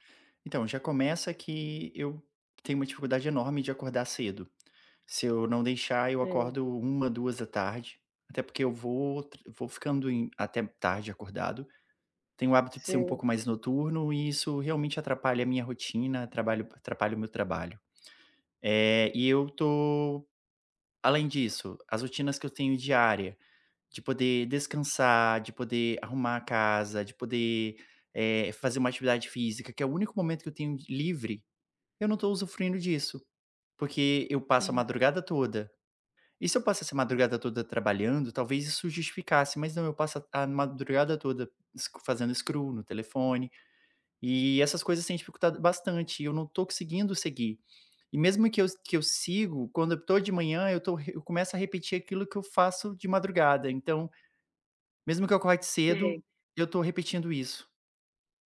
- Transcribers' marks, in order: in English: "scroll"
- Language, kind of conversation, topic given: Portuguese, advice, Como posso manter a consistência diária na prática de atenção plena?